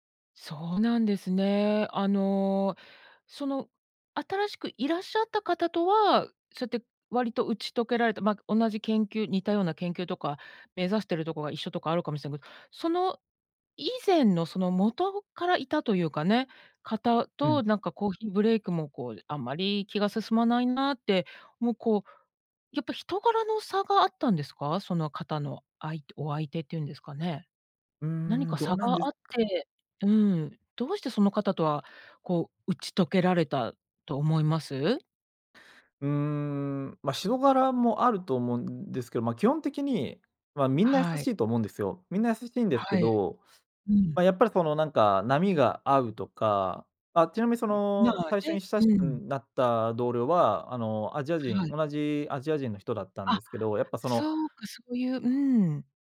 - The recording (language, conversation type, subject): Japanese, podcast, 失敗からどのようなことを学びましたか？
- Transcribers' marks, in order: "人柄" said as "しろがら"